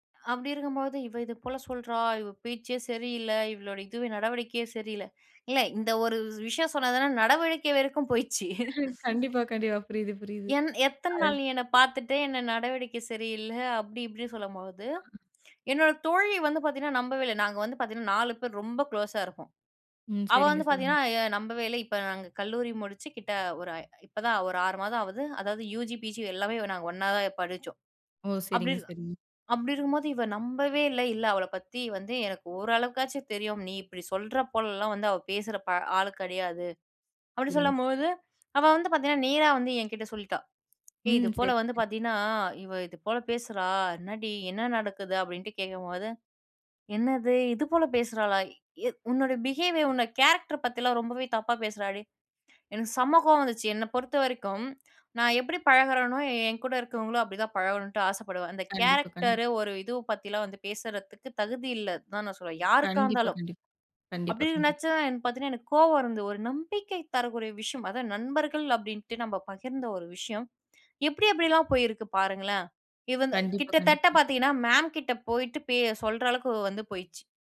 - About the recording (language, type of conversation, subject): Tamil, podcast, ஒரு நட்பில் ஏற்பட்ட பிரச்சனையை நீங்கள் எவ்வாறு கையாள்ந்தீர்கள்?
- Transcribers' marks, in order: laughing while speaking: "ம், கண்டிப்பா, கண்டிப்பா புரியுது புரியுது"; laughing while speaking: "போயிச்சு"; other background noise; in English: "க்ளோஸா"; in English: "யூஜி, பீஜி"; in English: "பிஹேவியர்"; in English: "கேரக்டர்"; in English: "கேரக்டர்"